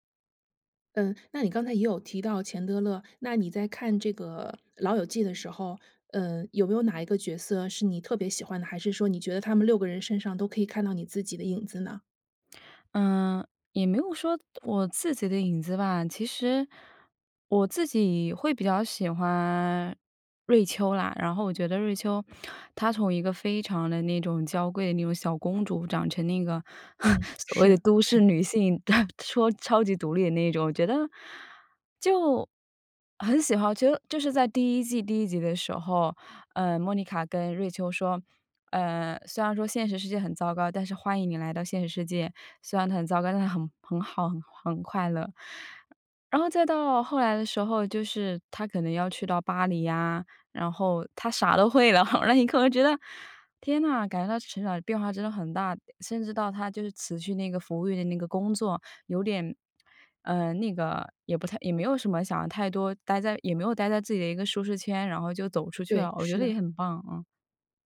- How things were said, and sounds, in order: lip smack; laughing while speaking: "所谓的都市女性"; chuckle; laughing while speaking: "啥都会了。然后你可能觉得"
- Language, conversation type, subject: Chinese, podcast, 为什么有些人会一遍又一遍地重温老电影和老电视剧？